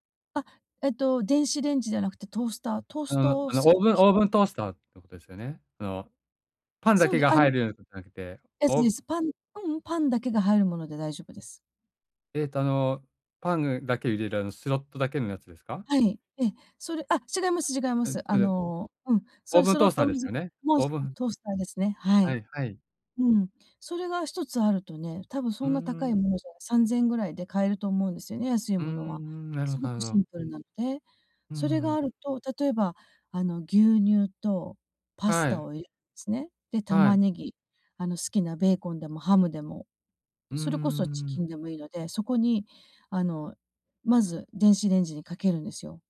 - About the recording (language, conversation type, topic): Japanese, advice, 平日の夜に短時間で栄養のある食事を準備するには、どんな方法がありますか？
- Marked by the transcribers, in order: none